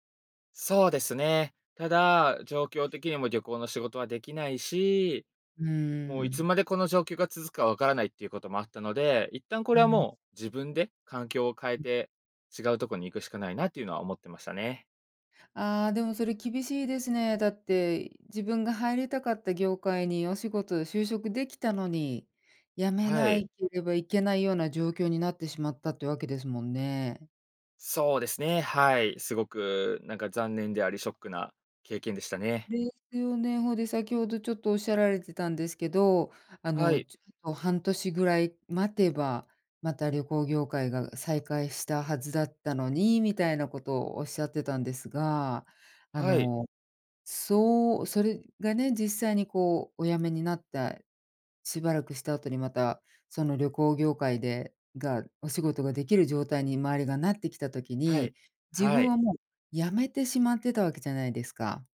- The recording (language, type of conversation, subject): Japanese, podcast, 失敗からどう立ち直りましたか？
- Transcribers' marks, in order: none